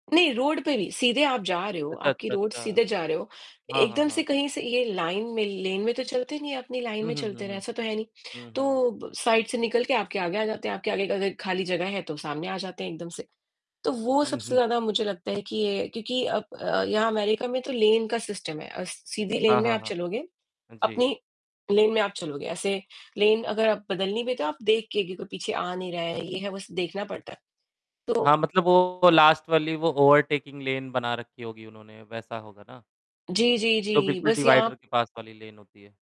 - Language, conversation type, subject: Hindi, unstructured, आपके हिसाब से यात्रा के दौरान आपको सबसे ज़्यादा किस बात पर गुस्सा आता है?
- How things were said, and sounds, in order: static; in English: "रोड"; in English: "रोड"; in English: "लाइन"; in English: "लेन"; in English: "साइड"; in English: "लेन"; in English: "सिस्टम"; in English: "लेन"; in English: "लेन"; in English: "लेन"; distorted speech; in English: "लास्ट"; in English: "ओवरटेकिंग लेन"; in English: "डिवाइडर"; in English: "लेन"; in English: "डिवाइडर"; in English: "लेन"